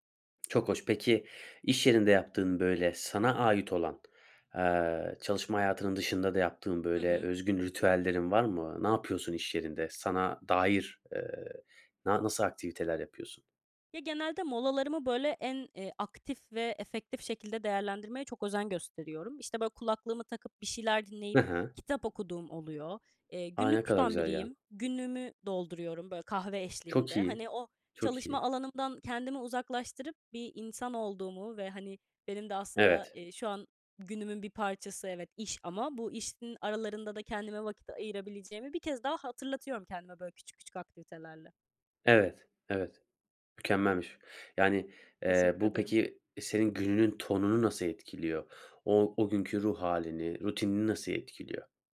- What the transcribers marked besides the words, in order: tapping; other background noise
- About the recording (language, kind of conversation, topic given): Turkish, podcast, İş-özel hayat dengesini nasıl kuruyorsun?